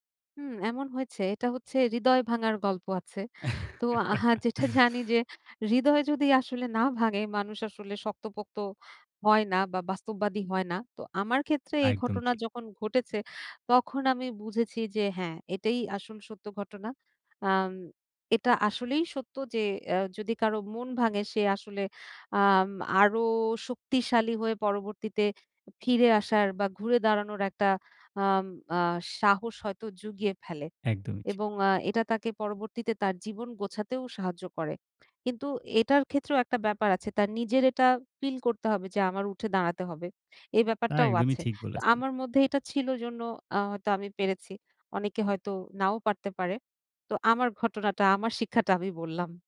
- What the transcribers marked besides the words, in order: chuckle; tapping
- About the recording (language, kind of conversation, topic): Bengali, podcast, জীবনে সবচেয়ে বড় শিক্ষা কী পেয়েছো?